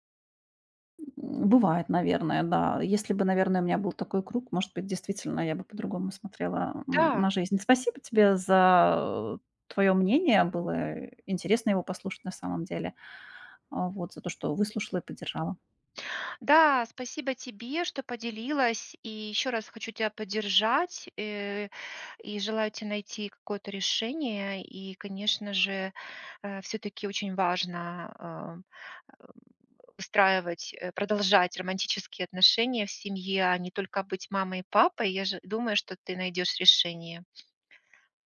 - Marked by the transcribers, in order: other background noise; tapping; grunt
- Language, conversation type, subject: Russian, advice, Как перестать застревать в старых семейных ролях, которые мешают отношениям?